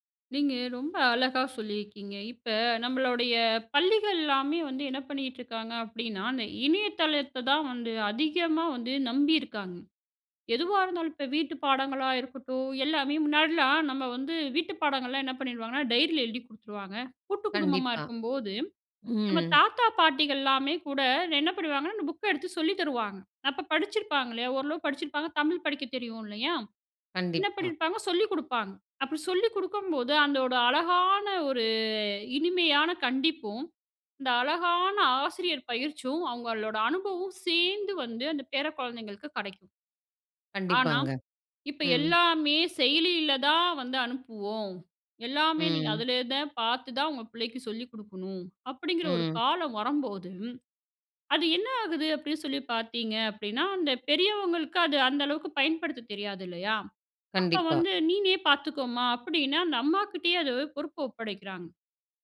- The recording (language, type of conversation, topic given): Tamil, podcast, இணையமும் சமூக ஊடகங்களும் குடும்ப உறவுகளில் தலைமுறைகளுக்கிடையேயான தூரத்தை எப்படிக் குறைத்தன?
- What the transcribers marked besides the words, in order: in English: "டைரியில"; in English: "புக்க"; drawn out: "அழகான ஒரு"